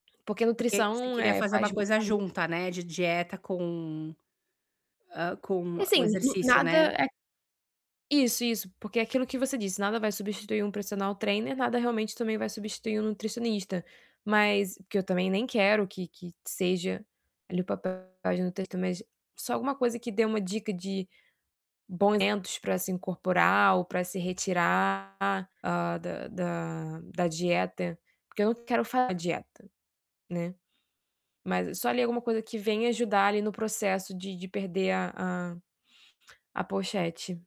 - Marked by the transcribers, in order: distorted speech; tapping
- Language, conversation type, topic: Portuguese, advice, Como posso superar a estagnação no meu treino com uma mentalidade e estratégias motivacionais eficazes?